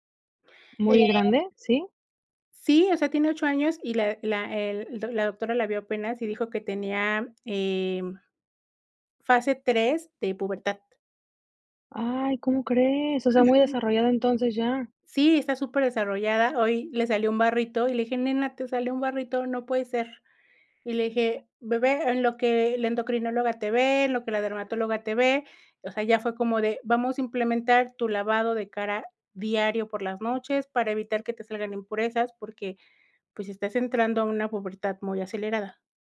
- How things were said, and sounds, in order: other background noise
- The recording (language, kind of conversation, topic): Spanish, podcast, ¿Cómo conviertes una emoción en algo tangible?